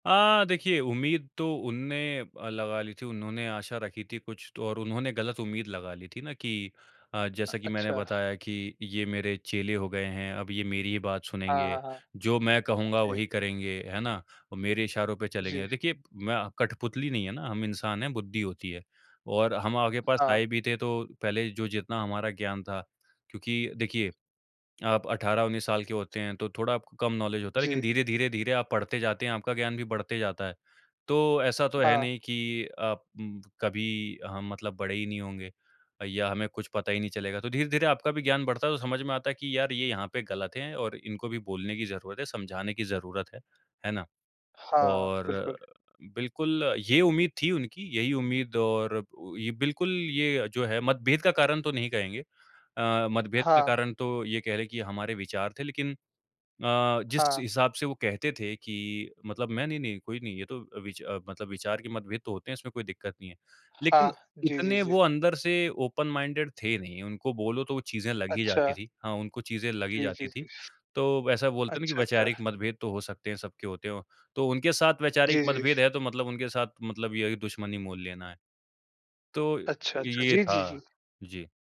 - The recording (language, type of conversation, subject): Hindi, podcast, जब आपके मेंटर के साथ मतभेद हो, तो आप उसे कैसे सुलझाते हैं?
- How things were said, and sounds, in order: in English: "नॉलेज"; in English: "ओपन माइंडेड"